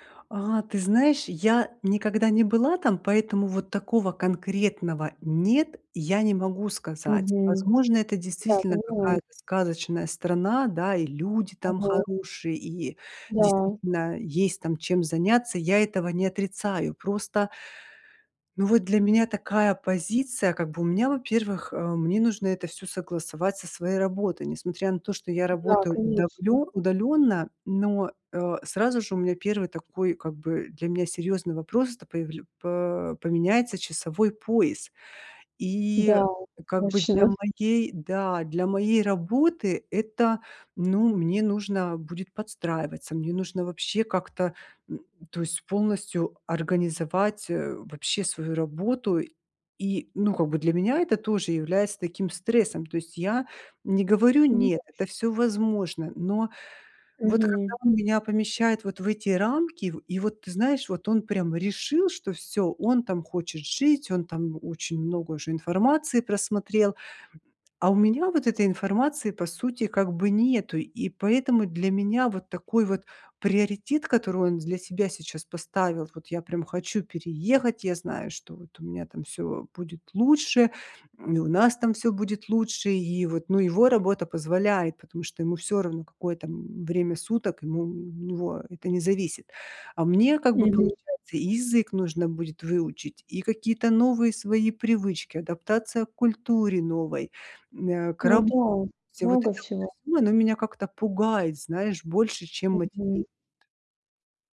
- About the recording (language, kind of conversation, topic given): Russian, advice, Как понять, совместимы ли мы с партнёром, если у нас разные жизненные приоритеты?
- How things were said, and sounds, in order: tapping; chuckle; other background noise